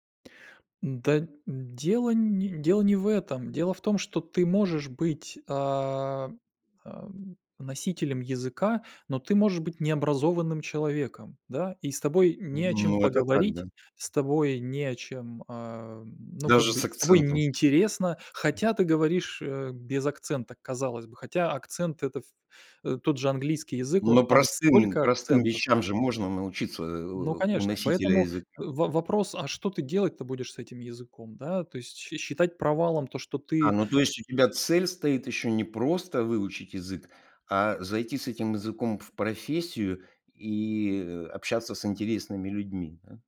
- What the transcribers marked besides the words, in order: tapping
- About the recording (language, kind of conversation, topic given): Russian, podcast, Когда вы считаете неудачу уроком, а не концом?